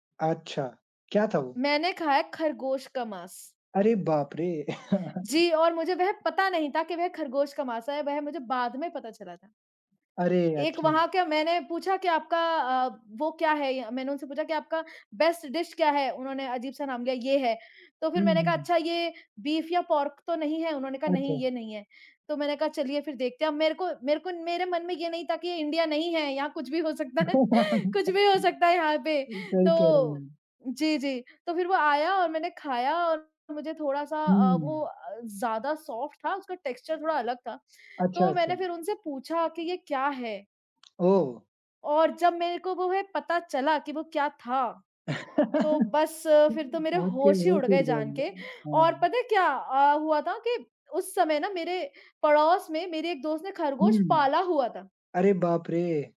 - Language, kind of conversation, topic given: Hindi, unstructured, क्या यात्रा के दौरान आपको कभी कोई हैरान कर देने वाली कहानी मिली है?
- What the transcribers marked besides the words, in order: chuckle; in English: "बेस्ट डिश"; laugh; laughing while speaking: "हो सकता है कुछ भी हो सकता है यहाँ पे"; in English: "सॉफ्ट"; in English: "टेक्सचर"; laugh